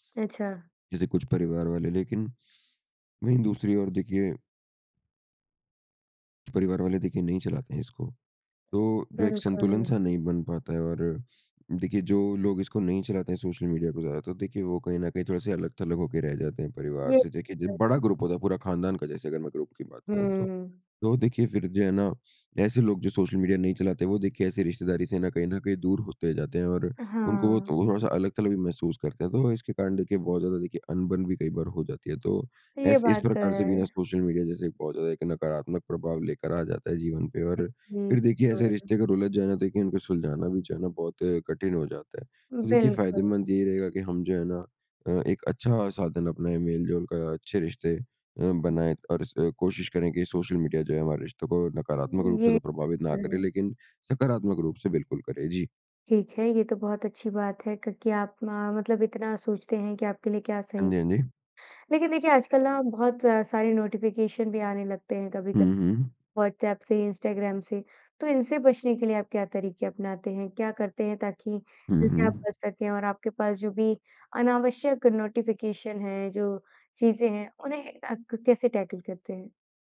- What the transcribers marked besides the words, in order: in English: "ग्रुप"; in English: "ग्रुप"; unintelligible speech; in English: "टैकल"
- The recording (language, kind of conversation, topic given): Hindi, podcast, सोशल मीडिया ने आपके रिश्तों को कैसे प्रभावित किया है?